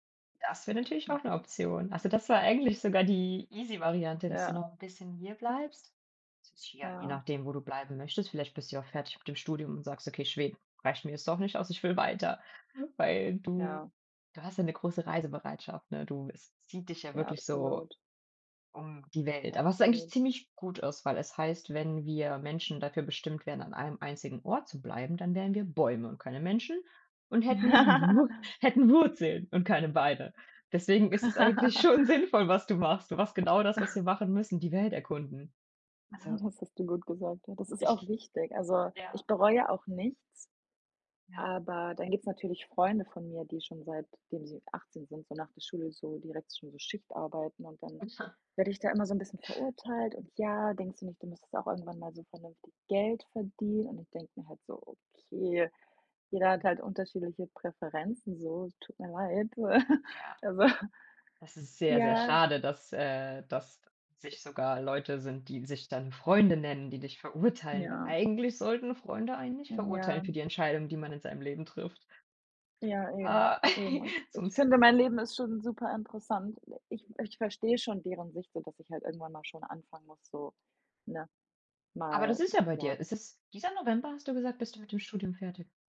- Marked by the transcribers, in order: other background noise; other noise; laughing while speaking: "Ich will weiter. Weil, du"; laugh; laughing while speaking: "Wurzeln und keine Beine"; laugh; laughing while speaking: "schon sinnvoll, was du machst"; chuckle; unintelligible speech; laugh; laughing while speaking: "Also"; laughing while speaking: "Ah"; laugh
- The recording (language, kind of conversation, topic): German, advice, Wie kann ich meine Angst und Unentschlossenheit bei großen Lebensentscheidungen überwinden?